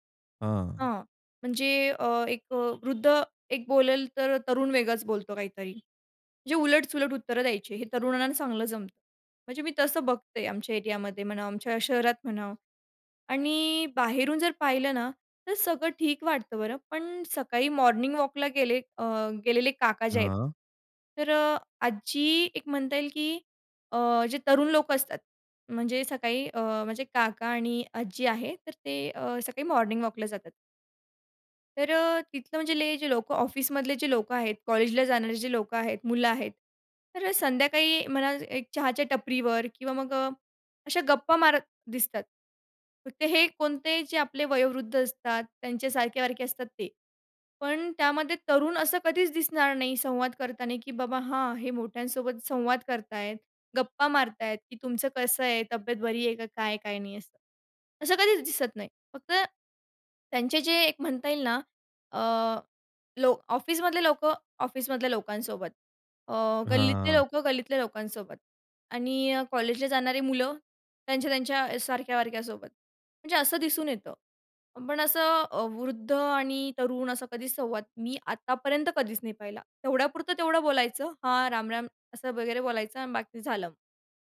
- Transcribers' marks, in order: horn; other background noise
- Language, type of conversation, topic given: Marathi, podcast, वृद्ध आणि तरुण यांचा समाजातील संवाद तुमच्या ठिकाणी कसा असतो?